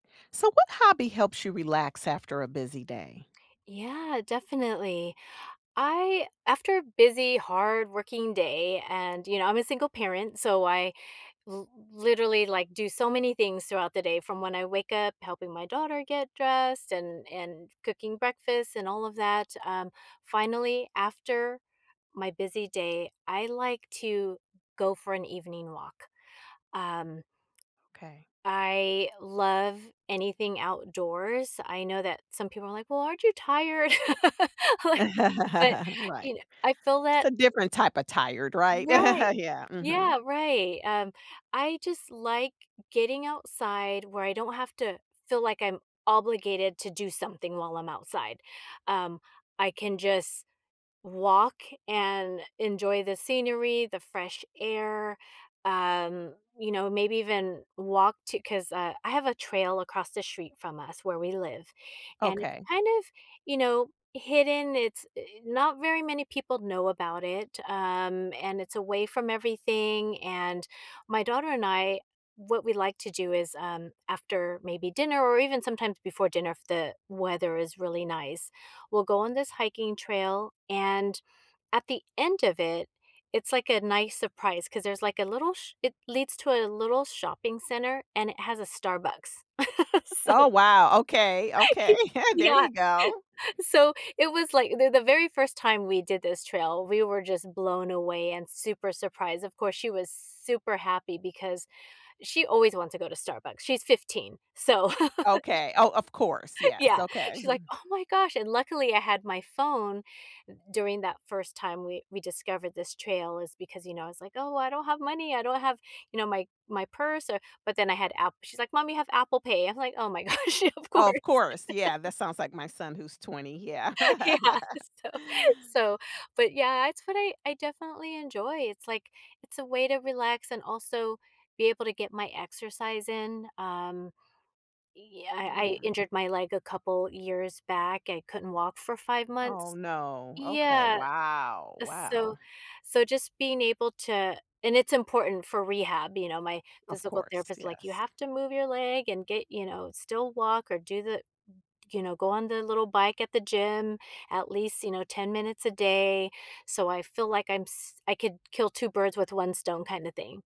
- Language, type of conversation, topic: English, unstructured, What hobby helps you relax after a busy day?
- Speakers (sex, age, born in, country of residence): female, 55-59, United States, United States; female, 55-59, United States, United States
- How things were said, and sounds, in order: other background noise; laugh; laughing while speaking: "Like"; laugh; laugh; laughing while speaking: "So"; laughing while speaking: "okay"; laugh; laughing while speaking: "yeah"; chuckle; laugh; chuckle; laughing while speaking: "gosh, of course"; laugh; laughing while speaking: "Yeah, so"; laugh